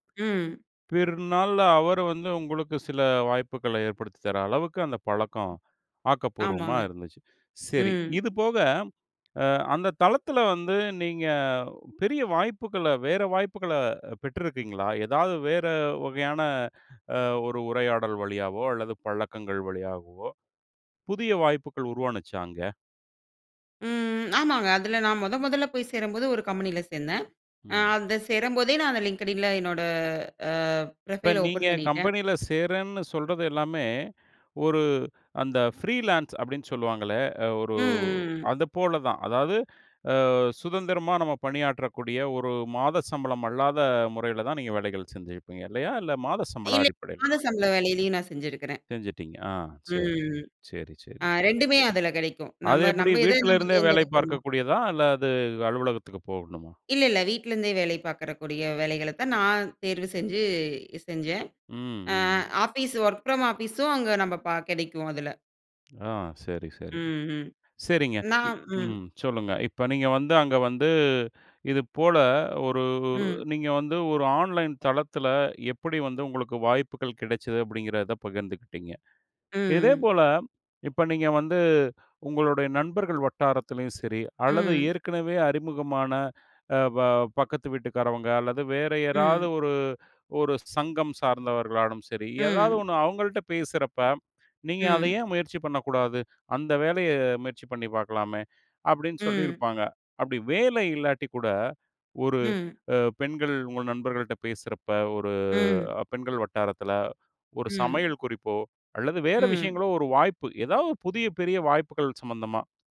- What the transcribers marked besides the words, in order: "உருவாச்சா" said as "உருவாணுச்சா"; in English: "ப்ரொஃபைல் ஓப்பன்"; in English: "ஃபிரீலான்ஸ்"; in English: "ஆஃபீஸ் வொர்க் ஃப்ரம் ஆஃபிஸூ"; "சார்ந்தவர்களானாலும்" said as "சார்ந்தவர்களாலும்"
- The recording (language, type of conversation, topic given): Tamil, podcast, சிறு உரையாடலால் பெரிய வாய்ப்பு உருவாகலாமா?